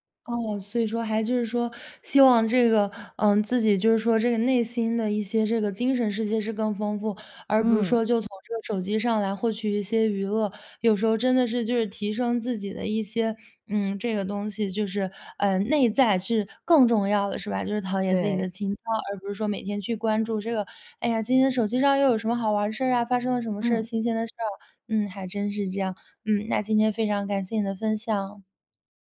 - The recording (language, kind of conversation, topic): Chinese, podcast, 你会用哪些方法来对抗手机带来的分心？
- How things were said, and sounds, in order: none